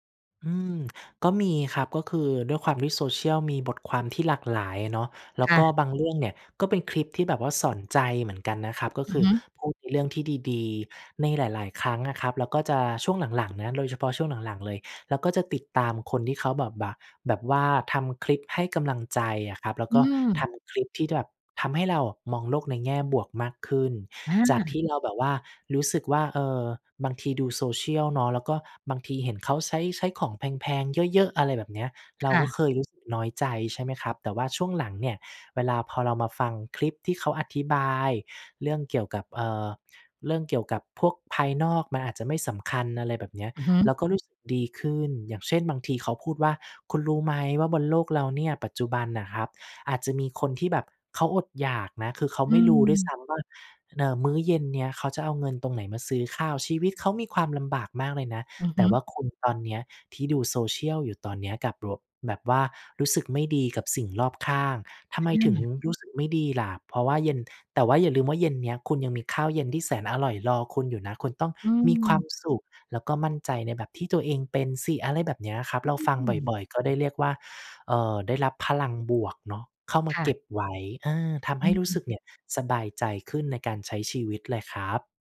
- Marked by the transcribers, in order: none
- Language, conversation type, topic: Thai, podcast, โซเชียลมีเดียส่งผลต่อความมั่นใจของเราอย่างไร?